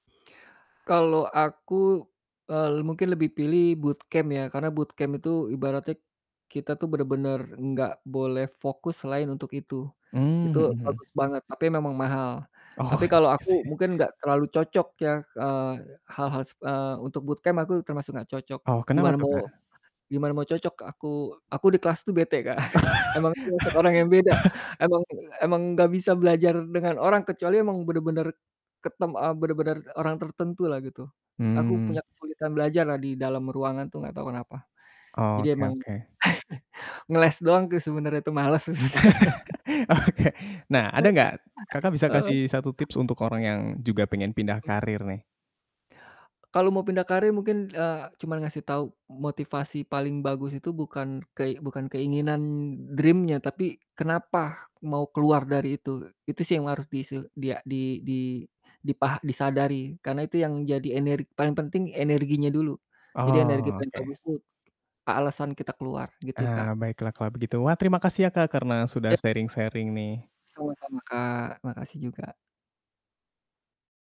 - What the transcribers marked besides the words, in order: in English: "bootcamp"; in English: "bootcamp"; static; distorted speech; laughing while speaking: "Oh iya sih"; in English: "bootcamp"; laughing while speaking: "Kak"; laugh; chuckle; laugh; laughing while speaking: "Oke"; laughing while speaking: "males"; laugh; chuckle; in English: "dream-nya"; drawn out: "Oke"; tapping; in English: "sharing-sharing"
- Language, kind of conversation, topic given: Indonesian, podcast, Bagaimana kamu merancang jalur belajar untuk beralih ke karier baru?